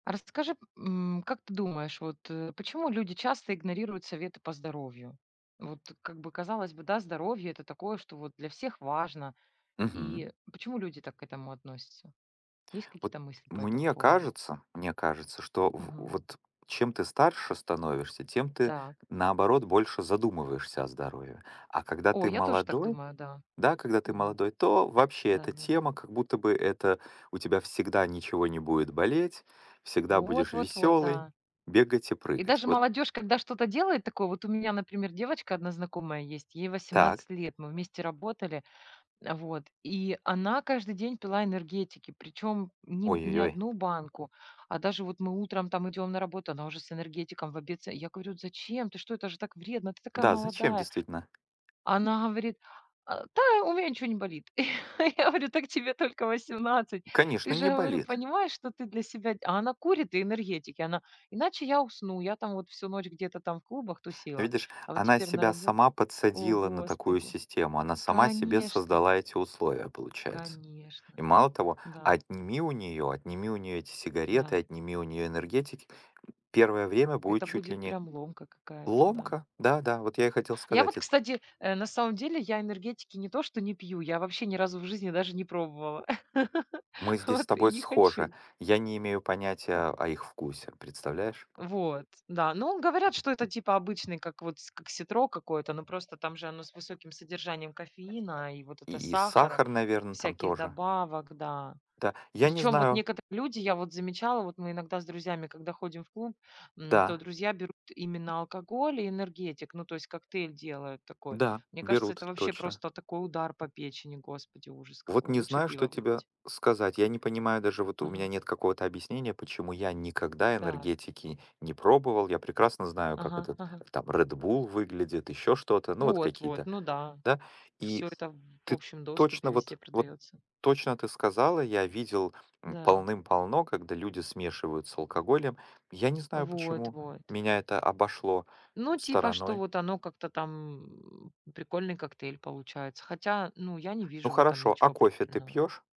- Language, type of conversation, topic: Russian, unstructured, Почему люди часто игнорируют советы по здоровью?
- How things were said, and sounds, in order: tapping; chuckle; laughing while speaking: "я говорю: Так тебе только восемнадцать"; other background noise; laugh; laughing while speaking: "вот и не хочу"